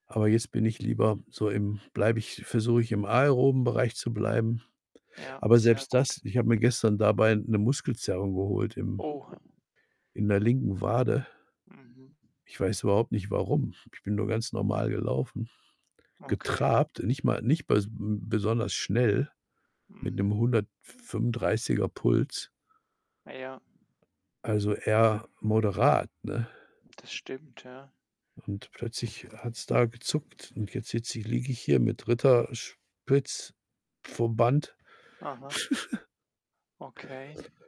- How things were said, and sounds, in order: tapping; other background noise; wind; static; chuckle
- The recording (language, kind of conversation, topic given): German, unstructured, Gibt es eine Aktivität, die dir hilft, Stress abzubauen?